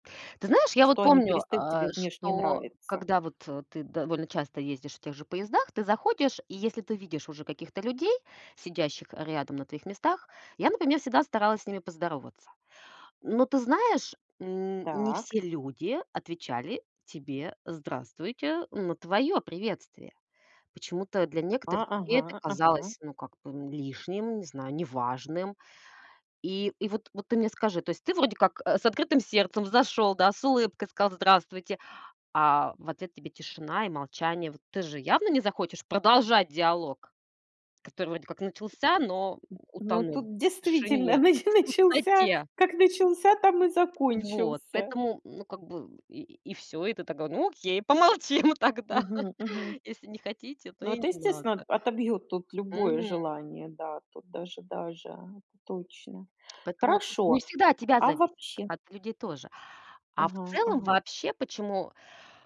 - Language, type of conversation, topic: Russian, podcast, Какой самый душевный разговор у тебя был с попутчиком в автобусе или поезде?
- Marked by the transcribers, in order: tapping; laughing while speaking: "действительно нач начался как"; laughing while speaking: "помолчим тогда"